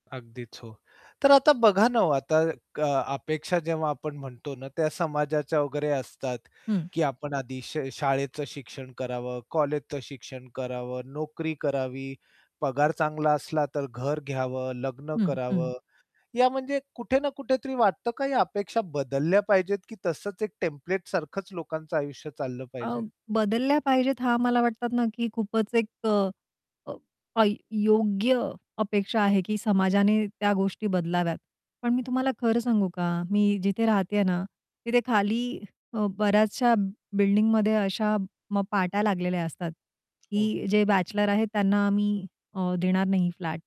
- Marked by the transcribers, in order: static; other background noise; tapping
- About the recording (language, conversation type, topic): Marathi, podcast, इतरांच्या अपेक्षा तुम्ही कशा प्रकारे हाताळता?